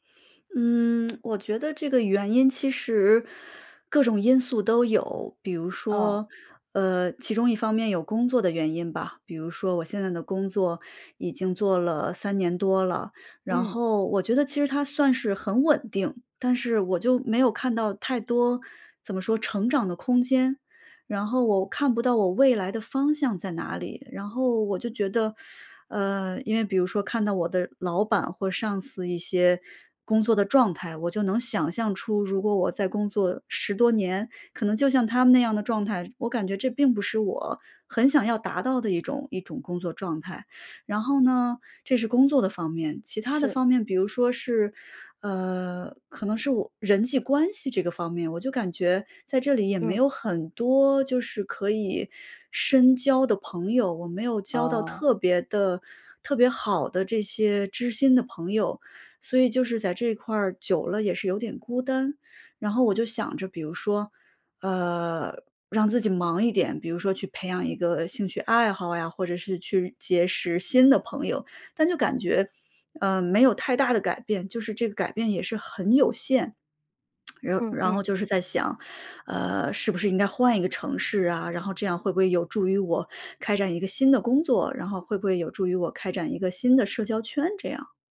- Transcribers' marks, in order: lip smack
- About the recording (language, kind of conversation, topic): Chinese, advice, 你正在考虑搬到另一个城市开始新生活吗？